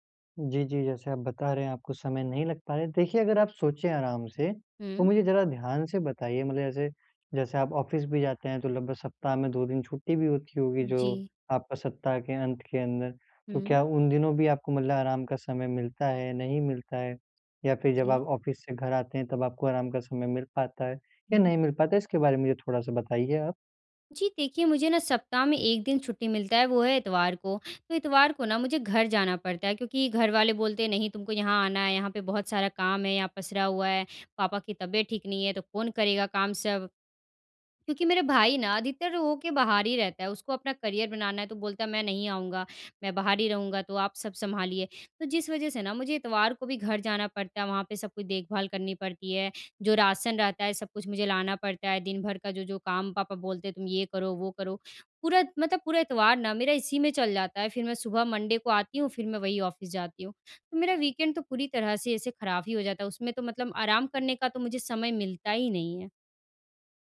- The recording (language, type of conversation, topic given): Hindi, advice, मैं रोज़ाना आराम के लिए समय कैसे निकालूँ और इसे आदत कैसे बनाऊँ?
- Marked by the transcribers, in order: in English: "ऑफ़िस"; in English: "ऑफ़िस"; in English: "करियर"; in English: "मंडे"; in English: "ऑफ़िस"; in English: "वीकेंड"